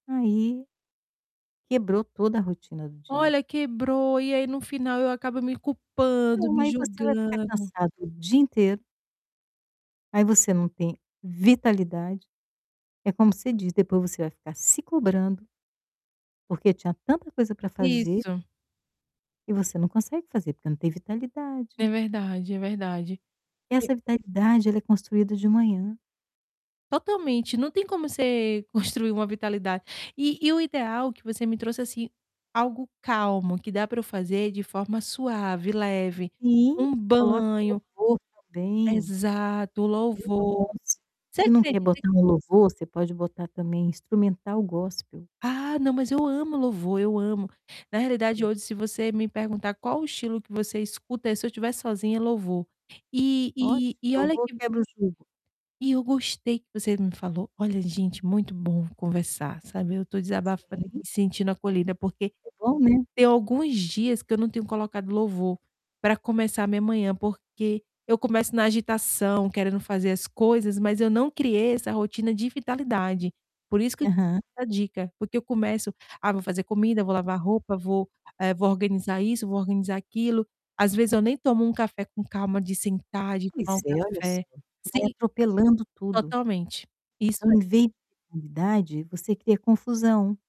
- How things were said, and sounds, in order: static; distorted speech; other background noise; unintelligible speech
- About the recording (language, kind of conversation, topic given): Portuguese, advice, Como posso criar manhãs calmas que aumentem minha vitalidade?